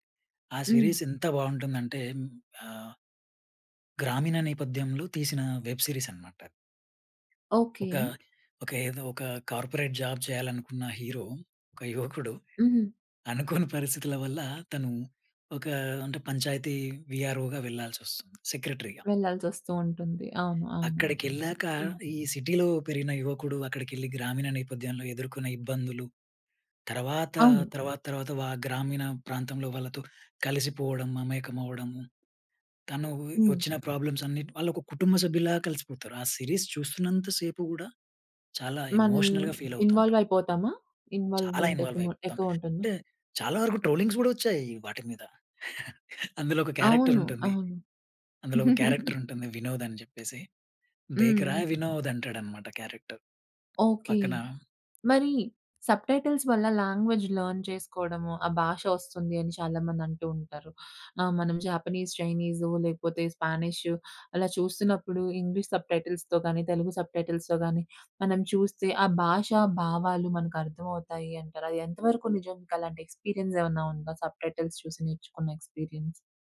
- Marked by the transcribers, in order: in English: "సిరీస్"; in English: "వెబ్ సీరీస్"; other background noise; in English: "జాబ్"; in English: "హీరో"; in English: "సిటీలో"; in English: "ప్రాబ్లమ్స్"; in English: "సిరీస్"; in English: "ఎమోషనల్‌గా ఫీల్"; in English: "ఇన్‌వాల్వ్"; in English: "ఇన్‌వాల్వ్‌మెంట్"; in English: "ఇన్‌వాల్వ్"; in English: "ట్రోలింగ్స్"; chuckle; in English: "క్యారెక్టర్"; in English: "క్యారెక్టర్"; giggle; in Hindi: "దేకరా వినోద్!"; in English: "క్యారెక్టర్"; tapping; in English: "సబ్ టైటిల్స్"; in English: "లాంగ్వేజ్ లెర్న్"; in English: "సబ్ టైటిల్స్‌తో"; in English: "సబ్ టైటిల్స్‌తో"; in English: "ఎక్స్‌పీరియన్స్"; in English: "సబ్ టైటిల్స్"; in English: "ఎక్స్‌పీరియన్స్?"
- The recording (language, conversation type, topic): Telugu, podcast, సబ్‌టైటిల్స్ మరియు డబ్బింగ్‌లలో ఏది ఎక్కువగా బాగా పనిచేస్తుంది?